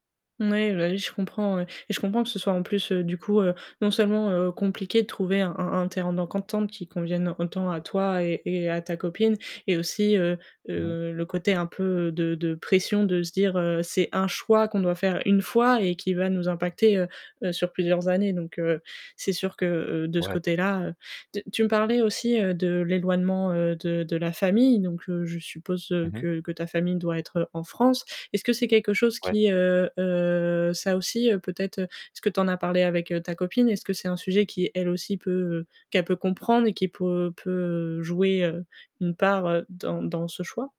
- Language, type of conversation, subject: French, advice, Comment gérer des désaccords sur les projets de vie (enfants, déménagement, carrière) ?
- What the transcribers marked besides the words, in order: static; "d'entente" said as "d'enquentente"